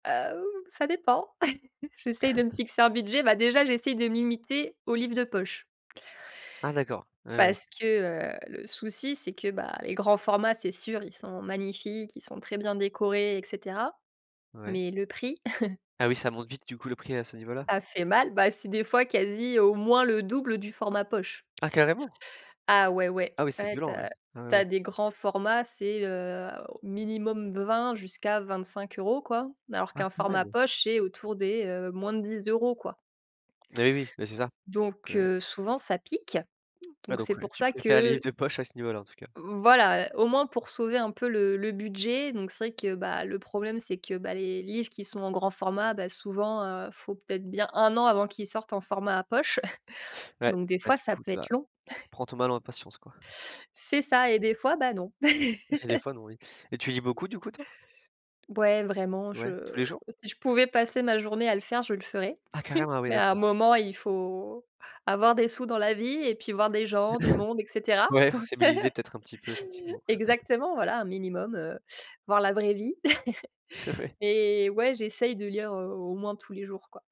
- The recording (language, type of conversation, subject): French, podcast, Comment choisis-tu un livre quand tu vas en librairie ?
- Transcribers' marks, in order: chuckle; chuckle; other background noise; tapping; chuckle; laughing while speaking: "Eh"; laugh; chuckle; chuckle; laughing while speaking: "heu"; chuckle; chuckle; laughing while speaking: "Oui"